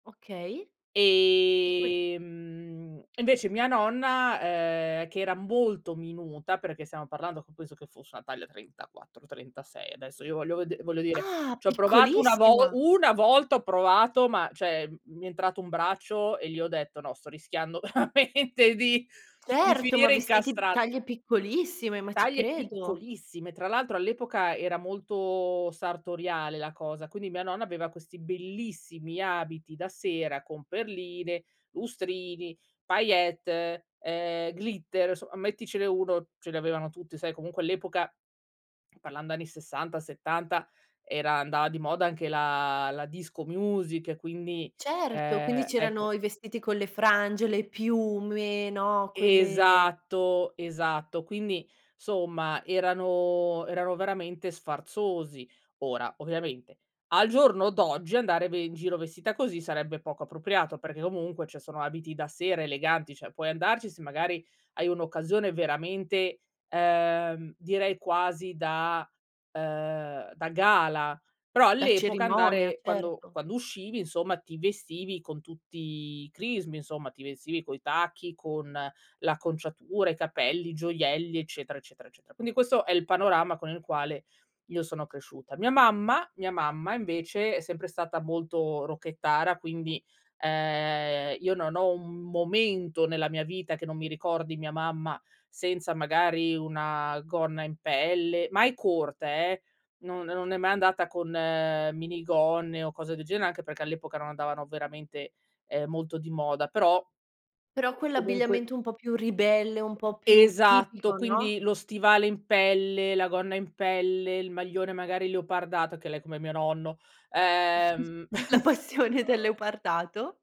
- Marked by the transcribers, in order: "cioè" said as "ceh"; laughing while speaking: "veramente di"; in English: "glitter"; in English: "disco music"; "piume" said as "piumue"; "cioè" said as "ceh"; "cioè" said as "ceh"; chuckle; laughing while speaking: "La passione"; chuckle
- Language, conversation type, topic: Italian, podcast, Come la tua famiglia ha influenzato il tuo modo di vestirti?
- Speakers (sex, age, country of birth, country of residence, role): female, 30-34, Italy, Italy, host; female, 35-39, Italy, Belgium, guest